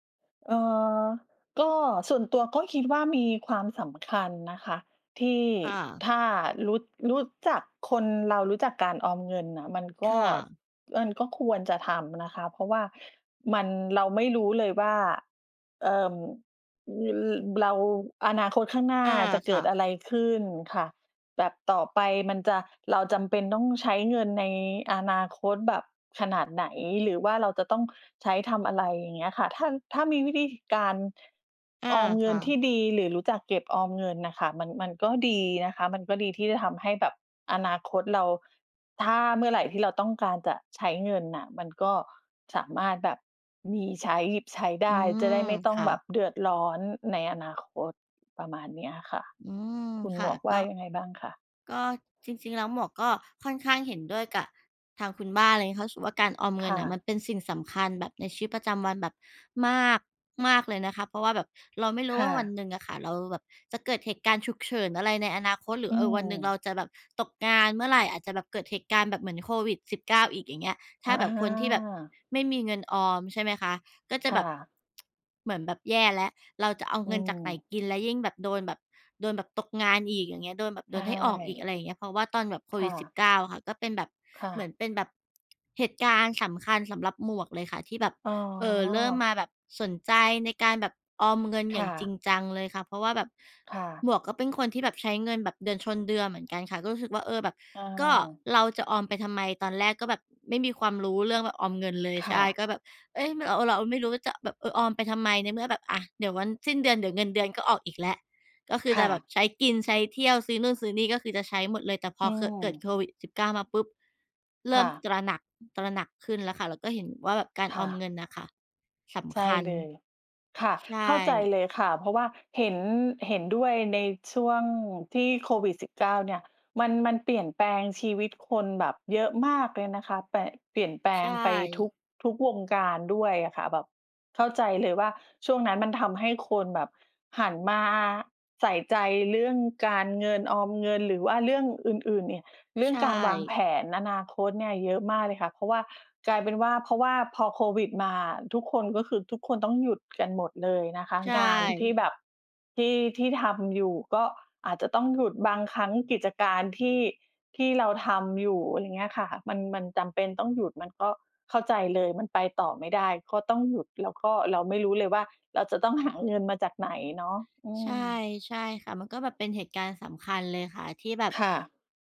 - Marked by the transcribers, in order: tsk; other noise
- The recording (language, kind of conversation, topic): Thai, unstructured, คุณคิดว่าการออมเงินสำคัญแค่ไหนในชีวิตประจำวัน?